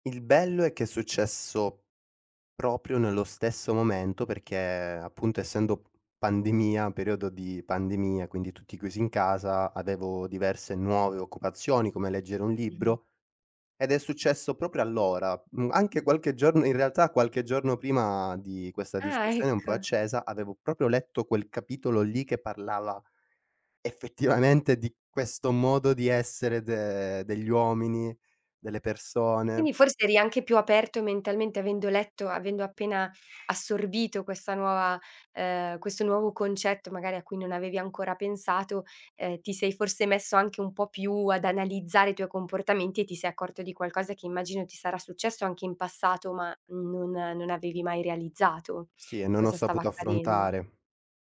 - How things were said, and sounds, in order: other background noise; laughing while speaking: "effettivamente"
- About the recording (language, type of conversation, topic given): Italian, podcast, In che modo il “disimparare” ha cambiato il tuo lavoro o la tua vita?